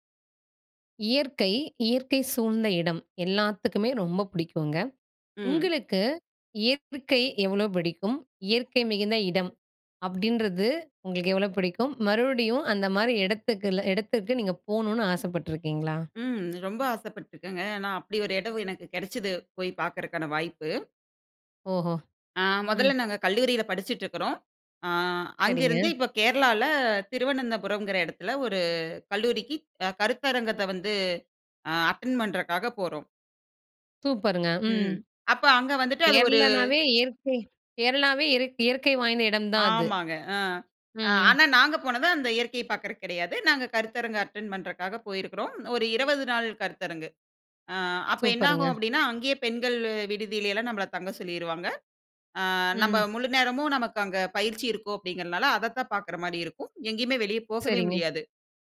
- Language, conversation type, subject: Tamil, podcast, மீண்டும் செல்ல விரும்பும் இயற்கை இடம் எது, ஏன் அதை மீண்டும் பார்க்க விரும்புகிறீர்கள்?
- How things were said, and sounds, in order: "இயற்றுகை" said as "இயற்கை"; in English: "அட்டெண்ட்"